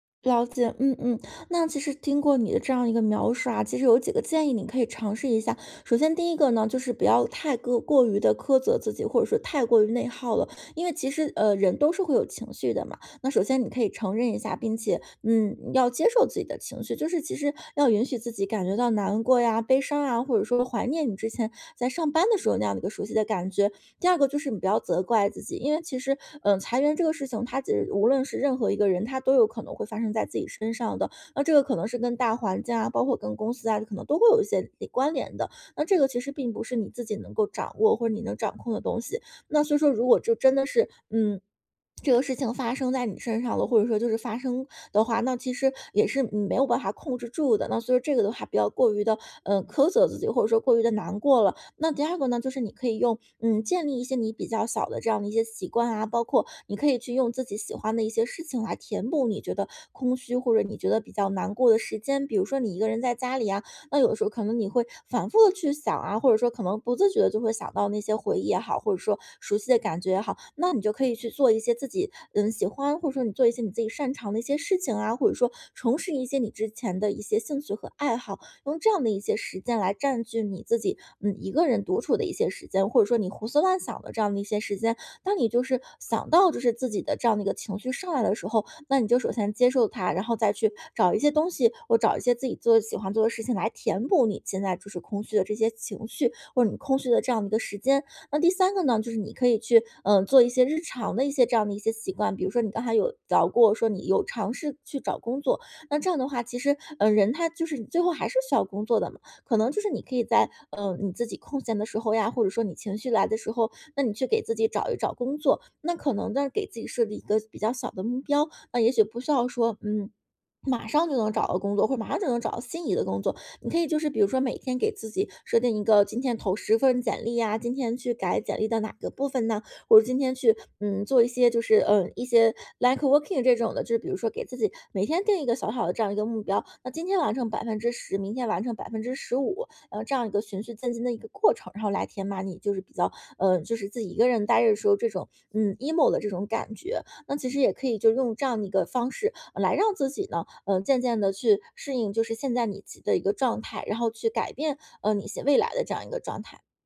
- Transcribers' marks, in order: other background noise; swallow; other noise; in English: "networking"; in English: "emo"
- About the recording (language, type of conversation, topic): Chinese, advice, 当熟悉感逐渐消失时，我该如何慢慢放下并适应？